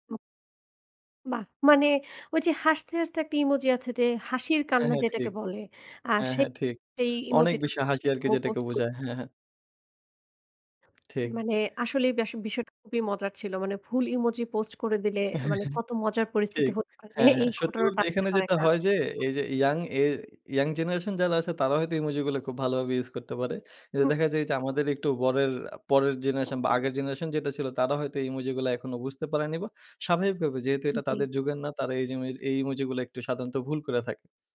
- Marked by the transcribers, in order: other background noise; chuckle
- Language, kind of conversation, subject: Bengali, podcast, অনলাইন আলাপনে ইমোজি কি অমৌখিক সংকেতের বিকল্প হিসেবে কাজ করে?